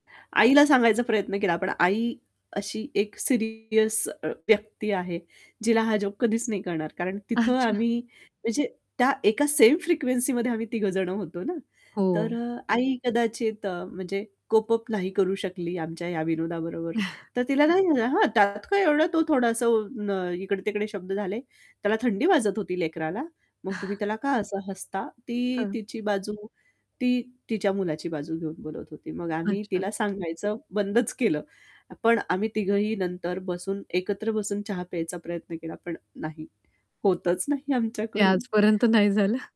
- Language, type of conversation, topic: Marathi, podcast, अजूनही आठवलं की आपोआप हसू येतं, असा तुमचा आणि इतरांचा एकत्र हसण्याचा कोणता किस्सा आहे?
- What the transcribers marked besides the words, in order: static; distorted speech; laughing while speaking: "अच्छा"; chuckle; chuckle; tapping; laughing while speaking: "नाही झालं"